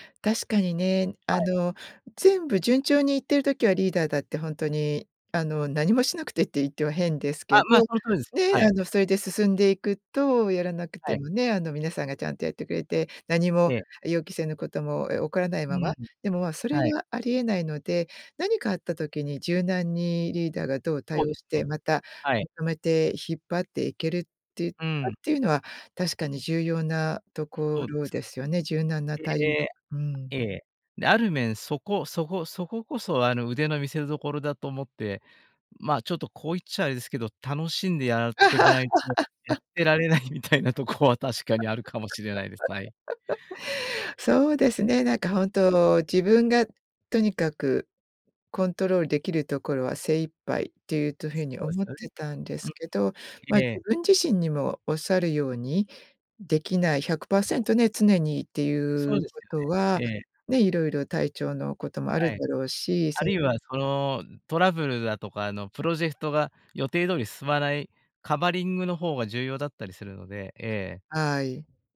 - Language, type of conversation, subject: Japanese, podcast, 完璧主義を手放すコツはありますか？
- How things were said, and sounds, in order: laugh; laughing while speaking: "やってられないみたいなとこは確かにあるかも"; laugh; tapping; other background noise